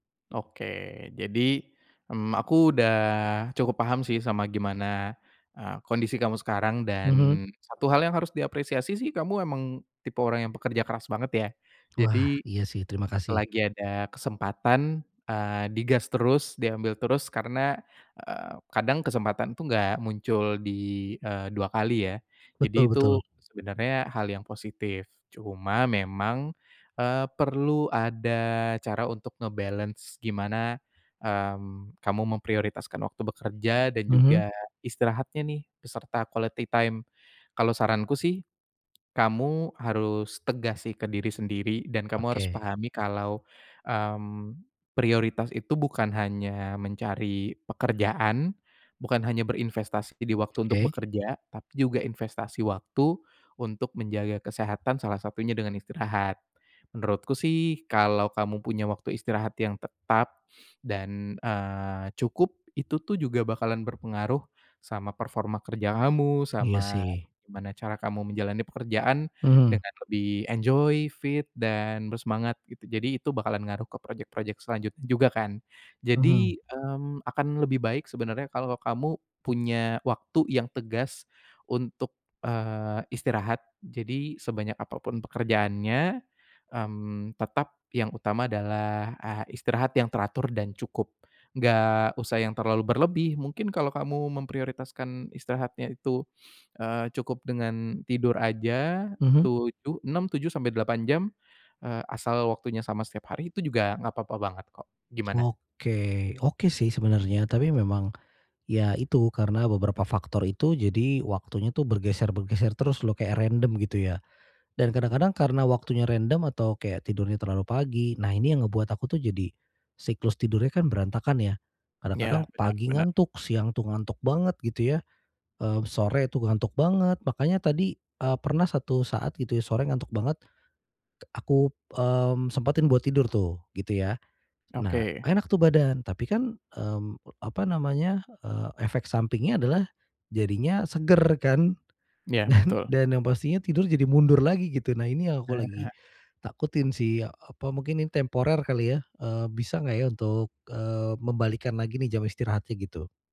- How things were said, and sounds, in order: in English: "nge-balance"; in English: "quality time"; other background noise; tapping; in English: "enjoy"; laughing while speaking: "Dan"
- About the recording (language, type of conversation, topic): Indonesian, advice, Bagaimana cara menemukan keseimbangan yang sehat antara pekerjaan dan waktu istirahat setiap hari?